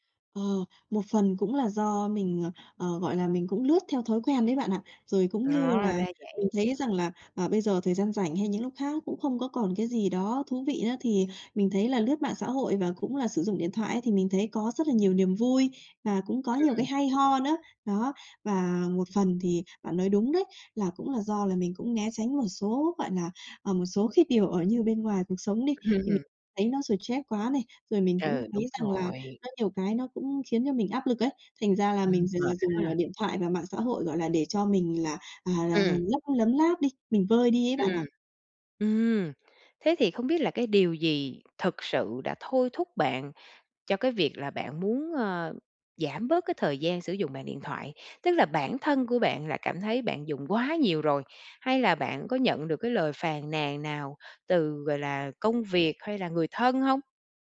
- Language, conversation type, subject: Vietnamese, advice, Bạn muốn làm gì để giảm thời gian dùng điện thoại và mạng xã hội?
- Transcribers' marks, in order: other background noise; laughing while speaking: "Ừm"; tapping